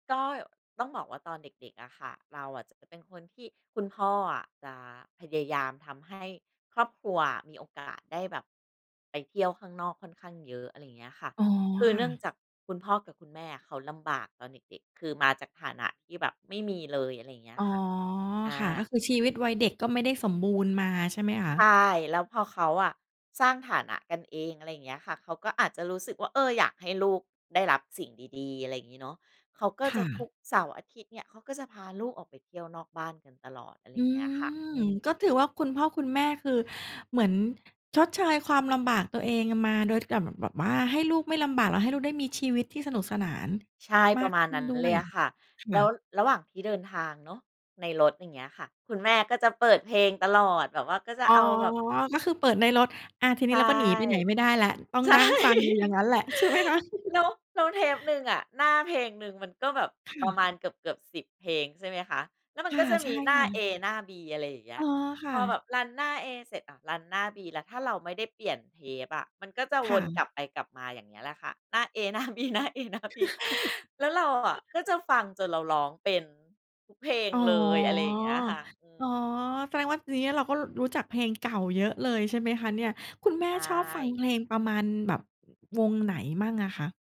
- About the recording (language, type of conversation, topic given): Thai, podcast, เพลงอะไรที่ทำให้คุณนึกถึงวัยเด็กมากที่สุด?
- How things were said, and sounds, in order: tapping; other background noise; laughing while speaking: "ใช่"; laughing while speaking: "ใช่ไหมคะ ?"; in English: "รัน"; in English: "รัน"; laughing while speaking: "หน้า เอ หน้า บี หน้า เอ หน้า บี"; laugh